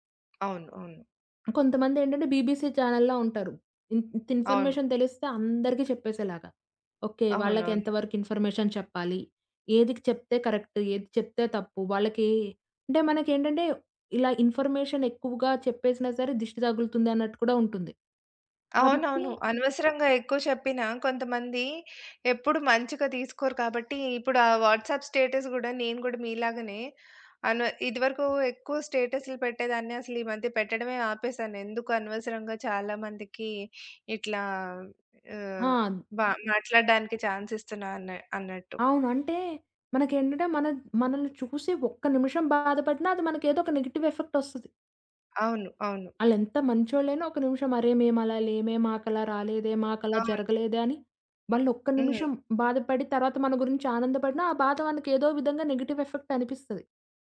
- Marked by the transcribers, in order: in English: "బీబీసీ ఛానెల్‌లా"; in English: "ఇన్‌ఫర్మేషన్"; in English: "ఇన్‌ఫర్మేషన్"; in English: "కరెక్ట్?"; in English: "ఇన్‌ఫర్మేషన్"; in English: "వాట్సాప్ స్టేటస్"; in English: "ఛాన్స్"; in English: "నెగెటివ్ ఎఫెక్ట్"; in English: "నెగెటివ్ ఎఫెక్ట్"
- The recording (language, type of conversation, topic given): Telugu, podcast, ఎవరైనా మీ వ్యక్తిగత సరిహద్దులు దాటితే, మీరు మొదట ఏమి చేస్తారు?